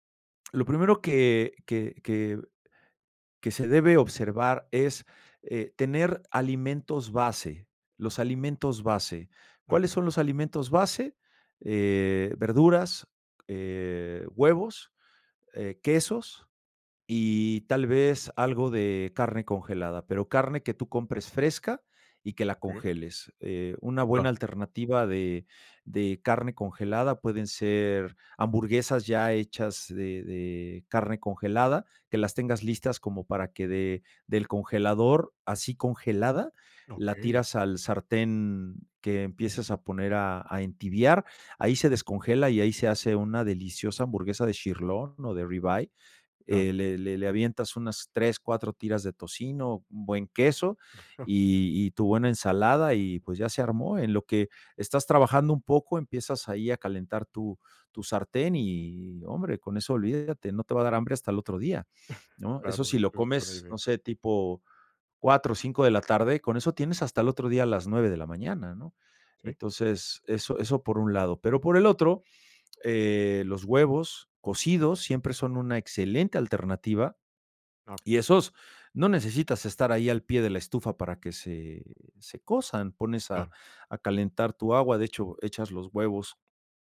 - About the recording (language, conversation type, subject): Spanish, advice, ¿Cómo puedo organizarme mejor si no tengo tiempo para preparar comidas saludables?
- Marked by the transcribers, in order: chuckle; chuckle; other background noise